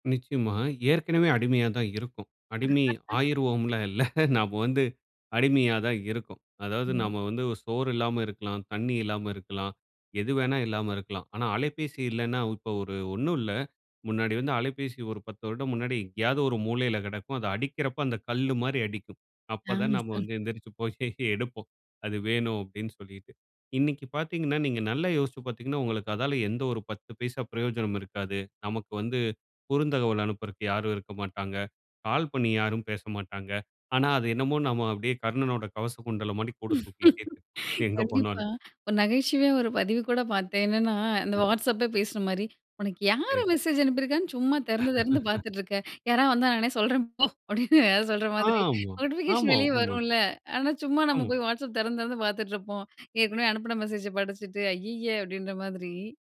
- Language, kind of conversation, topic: Tamil, podcast, ஸ்மார்ட்போன் மற்றும் மின்னஞ்சல் பயன்பாட்டுக்கு வரம்பு வைக்க நீங்கள் பின்பற்றும் விதிகள் ஏதேனும் உள்ளனவா?
- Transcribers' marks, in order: laugh; chuckle; laughing while speaking: "எந்தரிச்சு போய் எடுப்போம்"; laugh; laugh; laugh; drawn out: "ஆமா"